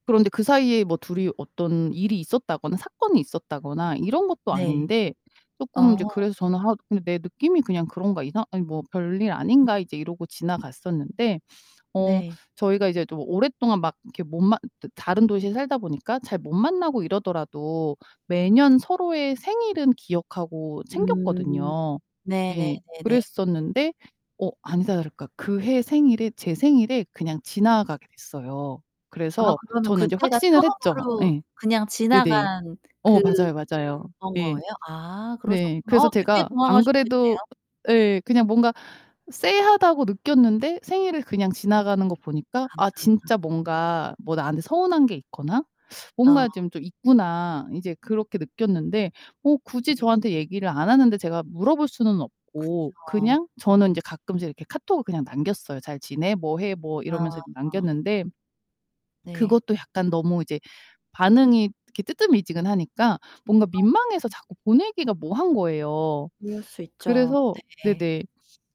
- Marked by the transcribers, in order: other background noise; distorted speech
- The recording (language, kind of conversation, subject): Korean, advice, 친구가 갑자기 연락을 끊고 저를 무시하는 이유는 무엇일까요?